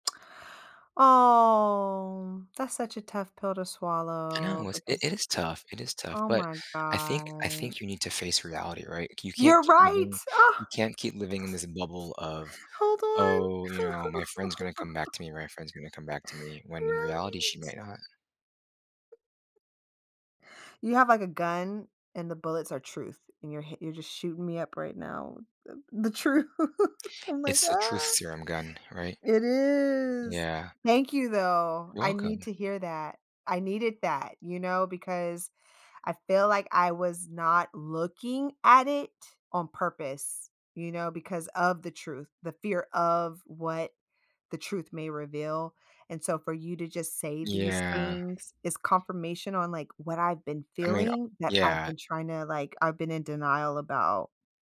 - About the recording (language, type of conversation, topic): English, advice, How do I resolve a disagreement with a close friend without damaging our friendship?
- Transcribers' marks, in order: drawn out: "Oh"; other background noise; drawn out: "god"; laugh; laughing while speaking: "truth I'm like, Ah"